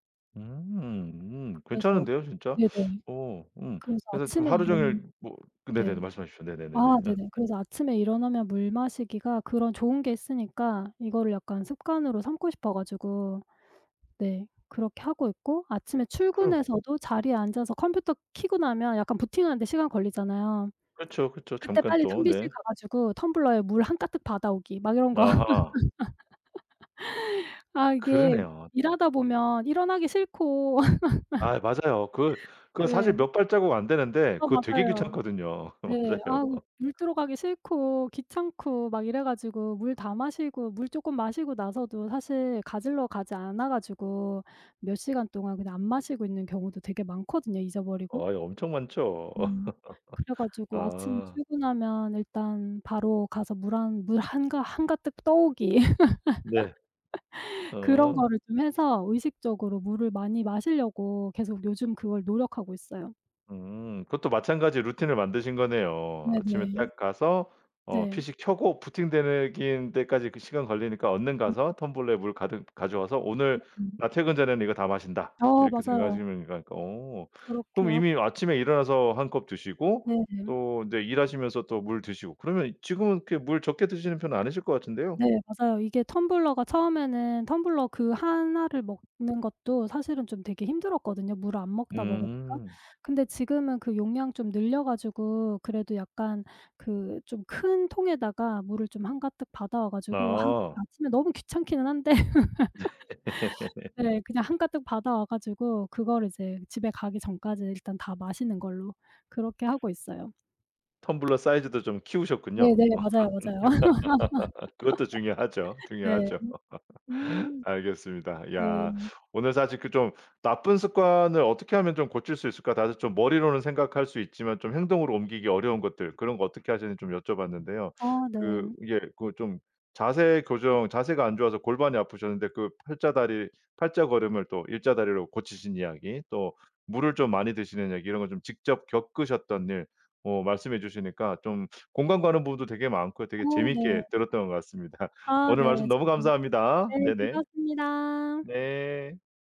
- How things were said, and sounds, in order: laugh; other background noise; laugh; laughing while speaking: "맞아요"; laugh; laugh; tapping; laugh; laugh; laughing while speaking: "같습니다"; unintelligible speech
- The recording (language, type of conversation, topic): Korean, podcast, 나쁜 습관을 끊고 새 습관을 만드는 데 어떤 방법이 가장 효과적이었나요?